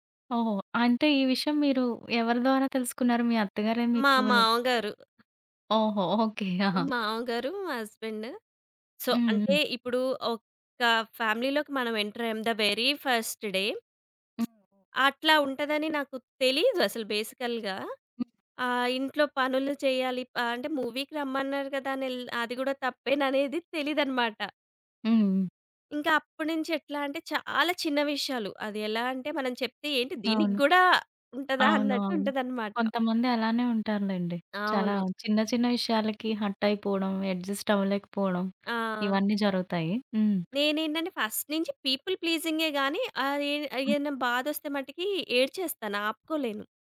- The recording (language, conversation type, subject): Telugu, podcast, చేయలేని పనిని మర్యాదగా ఎలా నిరాకరించాలి?
- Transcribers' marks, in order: other background noise; laughing while speaking: "ఓకే. ఆ!"; in English: "హస్బెండ్ సో"; in English: "ఫ్యామిలీలోకి"; in English: "ఎంటర్"; in English: "ద వెరీ ఫస్ట్ డే"; lip smack; in English: "బేసికల్‌గా"; in English: "మూవీకి"; giggle; in English: "హర్ట్"; in English: "ఎడ్జస్ట్"; tapping; in English: "ఫస్ట్"; in English: "పీపుల్"